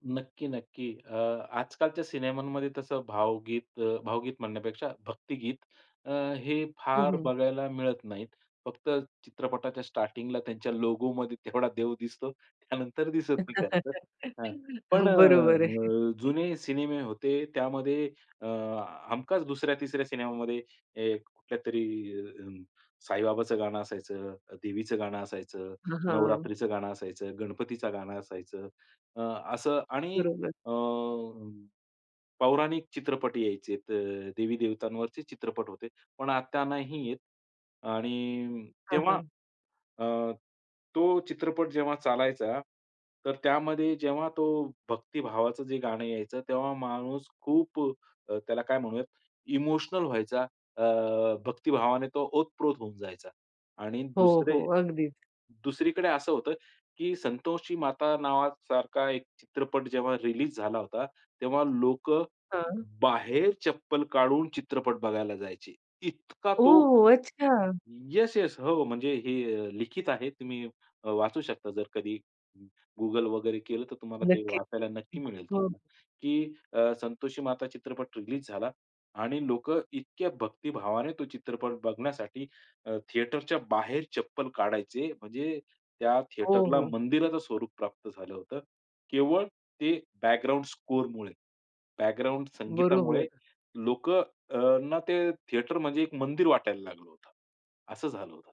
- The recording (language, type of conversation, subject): Marathi, podcast, सिनेमात संगीतामुळे भावनांना कशी उर्जा मिळते?
- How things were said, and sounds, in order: laughing while speaking: "लोगोमध्ये तेवढा देव दिसतो. त्यानंतर दिसत नाही खर तर"; chuckle; laughing while speaking: "हं. बरोबर आहे"; tapping; surprised: "ओह! अच्छा"